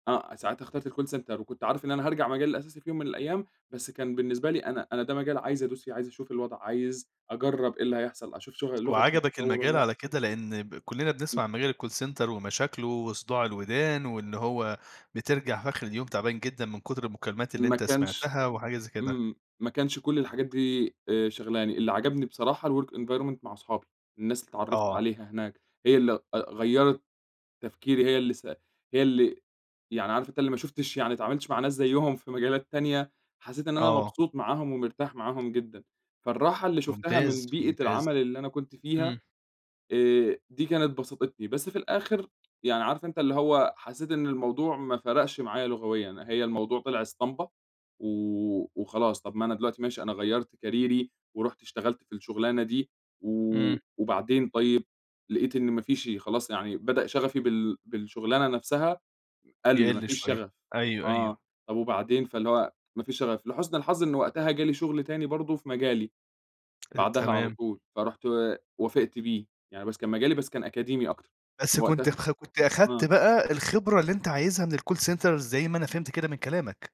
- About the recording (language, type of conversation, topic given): Arabic, podcast, إمتى تقرر تغيّر مسار شغلك؟
- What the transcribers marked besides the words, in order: in English: "الcall center"; in English: "الcall center"; tapping; in English: "الwork environment"; in English: "كاريري"; in English: "الcall center"